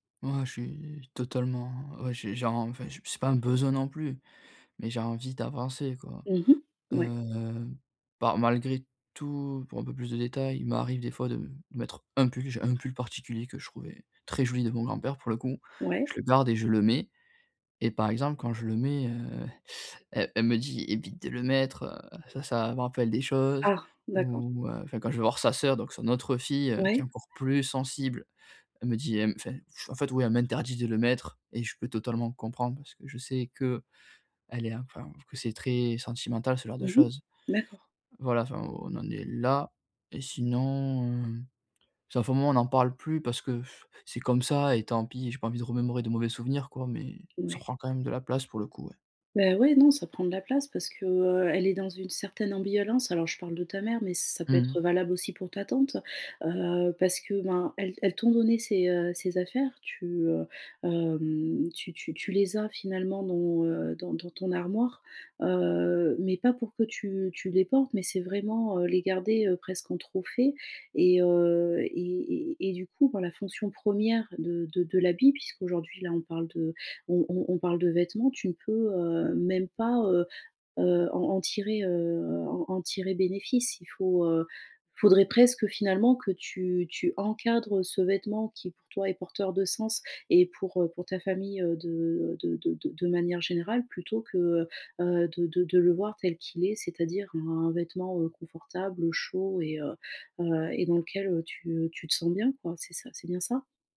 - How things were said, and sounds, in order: stressed: "besoin"; drawn out: "Heu"; other background noise; teeth sucking; stressed: "plus"; exhale; tapping; drawn out: "hem"
- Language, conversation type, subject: French, advice, Comment trier et prioriser mes biens personnels efficacement ?